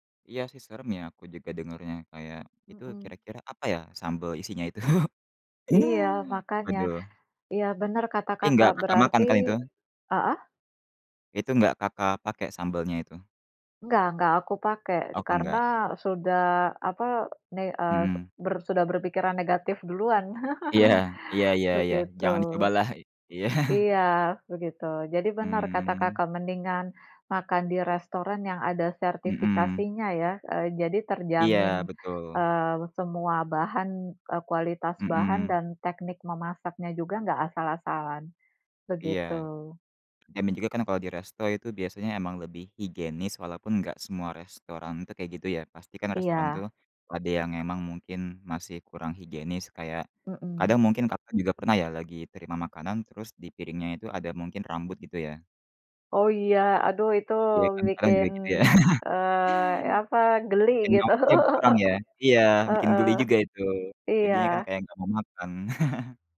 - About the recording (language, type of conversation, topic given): Indonesian, unstructured, Bagaimana perasaanmu jika makanan yang kamu beli ternyata palsu atau mengandung bahan berbahaya?
- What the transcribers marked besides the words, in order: chuckle; chuckle; chuckle; chuckle; chuckle; chuckle